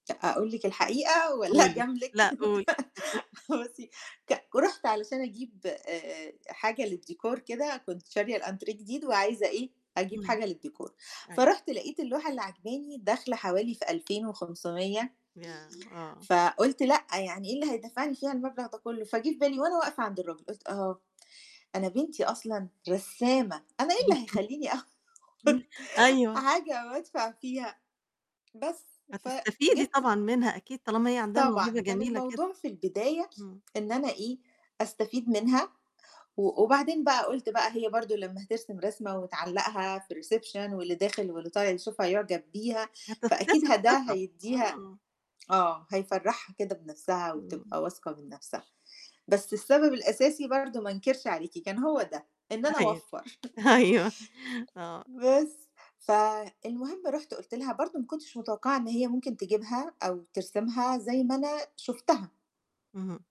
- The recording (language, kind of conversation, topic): Arabic, podcast, إزاي تخلّي هوايتك مفيدة بدل ما تبقى مضيعة للوقت؟
- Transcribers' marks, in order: laughing while speaking: "والّا أجاملِك؟ بُصي"; laugh; chuckle; chuckle; laughing while speaking: "أخُد حاجة وأدفع فيها!"; other background noise; in English: "الreception"; distorted speech; laughing while speaking: "أيوه. أيوه"; chuckle; laughing while speaking: "بس"